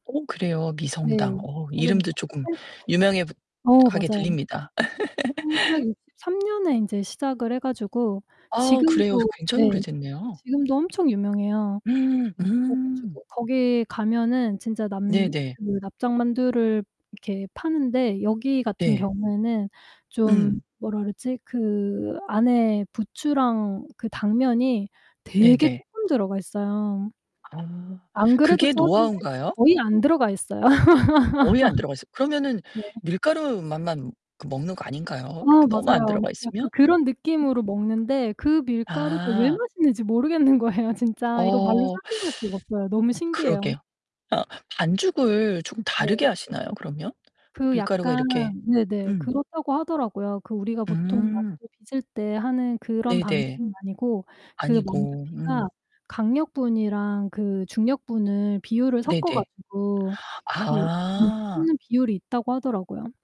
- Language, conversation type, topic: Korean, podcast, 어린 시절에 기억나는 맛 중에서 가장 선명하게 떠오르는 건 무엇인가요?
- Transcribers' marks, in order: distorted speech; laugh; other background noise; gasp; laugh; laughing while speaking: "거예요"; teeth sucking